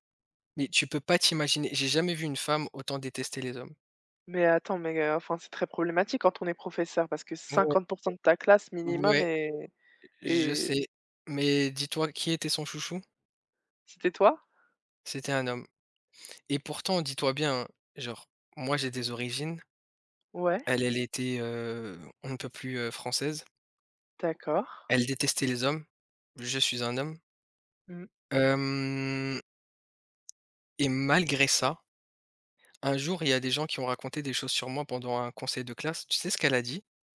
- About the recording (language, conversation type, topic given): French, unstructured, Quelle est votre stratégie pour maintenir un bon équilibre entre le travail et la vie personnelle ?
- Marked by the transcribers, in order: drawn out: "hem"